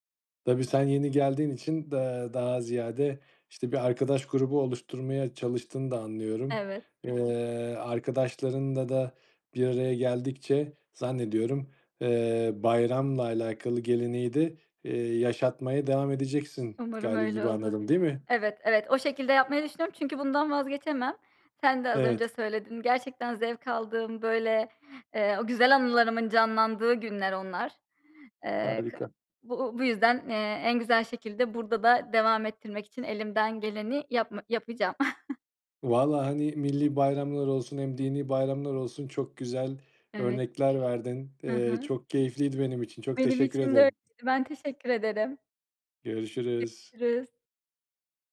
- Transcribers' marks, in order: chuckle
- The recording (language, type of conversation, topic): Turkish, podcast, Bayramlarda ya da kutlamalarda seni en çok etkileyen gelenek hangisi?